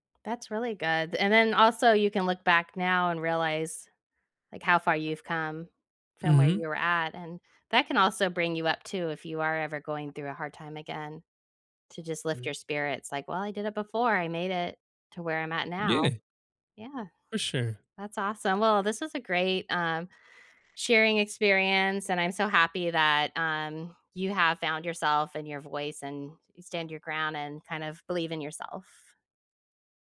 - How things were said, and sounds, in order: none
- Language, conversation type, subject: English, unstructured, How can focusing on happy memories help during tough times?